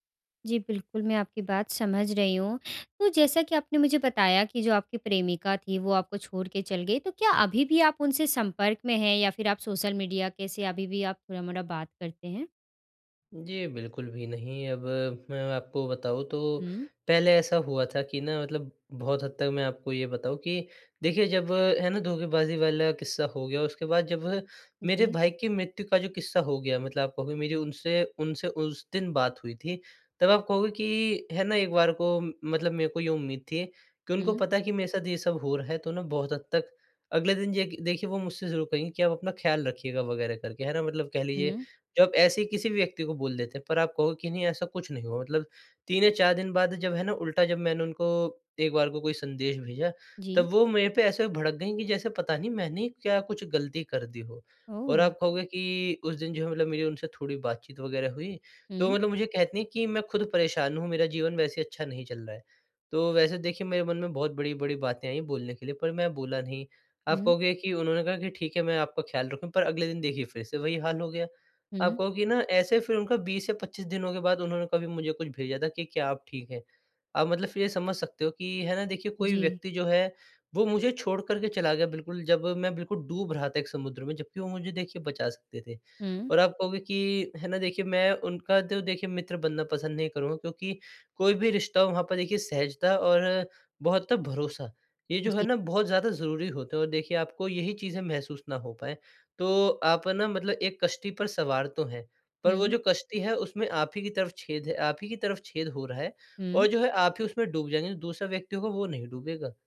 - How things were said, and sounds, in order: none
- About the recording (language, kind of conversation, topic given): Hindi, advice, मैं पुरानी यादों से मुक्त होकर अपनी असल पहचान कैसे फिर से पा सकता/सकती हूँ?